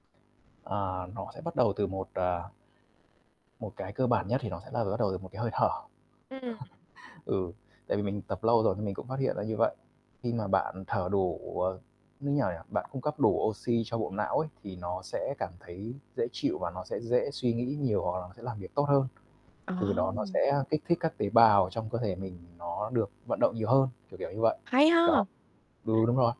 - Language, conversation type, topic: Vietnamese, podcast, Bạn giữ động lực tập thể dục như thế nào?
- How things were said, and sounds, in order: mechanical hum; other background noise; chuckle; distorted speech; tapping